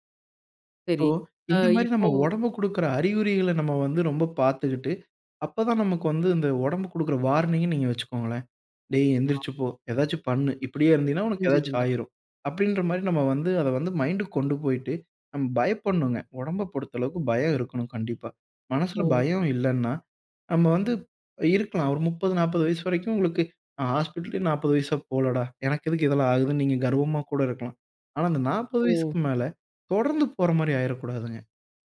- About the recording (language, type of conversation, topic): Tamil, podcast, ஒவ்வொரு நாளும் உடற்பயிற்சி பழக்கத்தை எப்படி தொடர்ந்து வைத்துக்கொள்கிறீர்கள்?
- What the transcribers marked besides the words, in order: other background noise; other noise